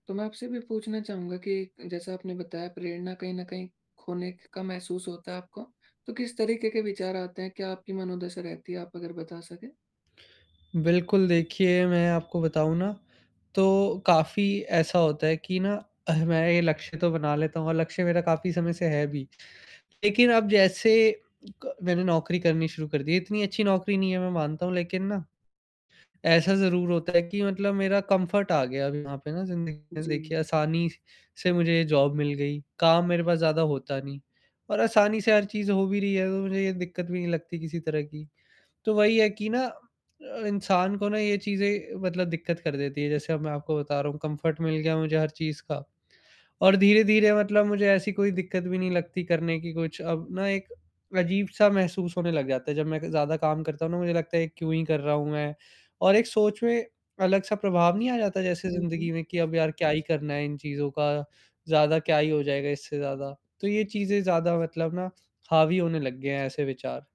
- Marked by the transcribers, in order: static; tapping; horn; other background noise; distorted speech; in English: "कम्फ़र्ट"; in English: "जॉब"; in English: "कम्फ़र्ट"
- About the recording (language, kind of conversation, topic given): Hindi, advice, क्या आपको लंबे लक्ष्य की ओर बढ़ते हुए समय के साथ प्रेरणा कम होती महसूस होती है?